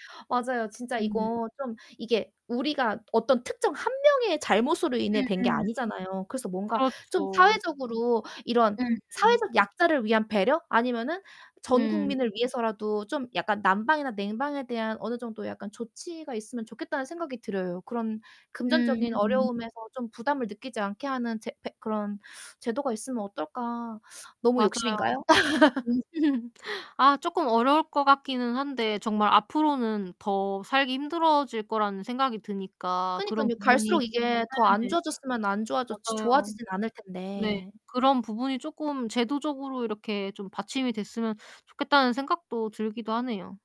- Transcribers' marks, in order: other background noise; tapping; distorted speech; laugh
- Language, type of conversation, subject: Korean, unstructured, 기후 변화가 우리 주변 환경에 어떤 영향을 미치고 있나요?